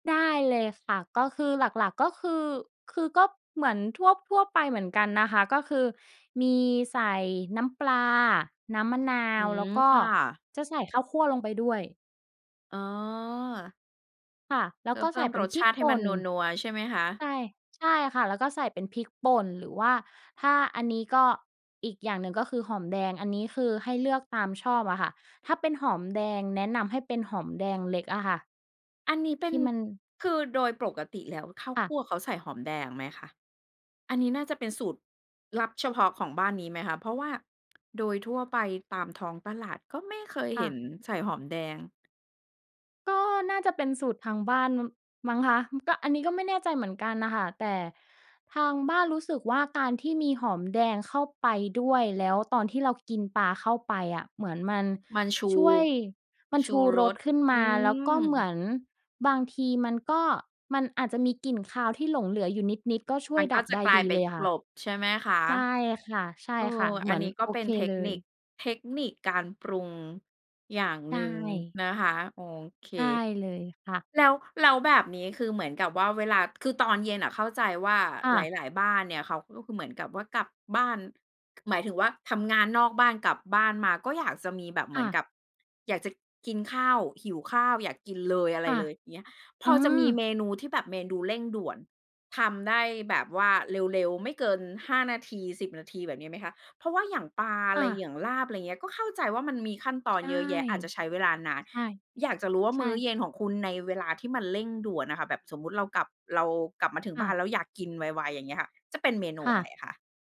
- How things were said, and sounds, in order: tapping
- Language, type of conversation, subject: Thai, podcast, คุณชอบทำอาหารมื้อเย็นเมนูไหนมากที่สุด แล้วมีเรื่องราวอะไรเกี่ยวกับเมนูนั้นบ้าง?